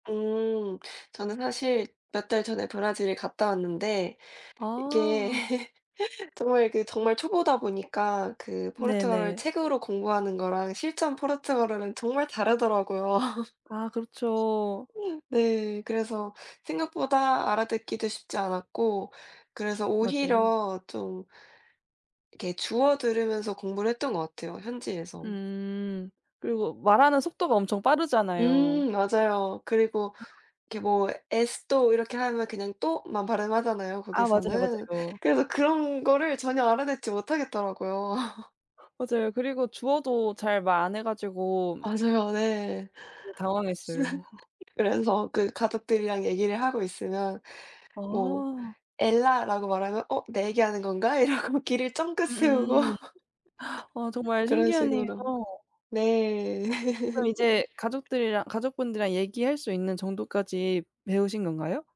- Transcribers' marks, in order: tapping; other background noise; laugh; chuckle; background speech; in Spanish: "esto"; in Spanish: "또 만"; laugh; laugh; gasp; laughing while speaking: "이러고 귀를 쫑긋 세우고"; laugh; chuckle
- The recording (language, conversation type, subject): Korean, unstructured, 요즘 공부할 때 가장 재미있는 과목은 무엇인가요?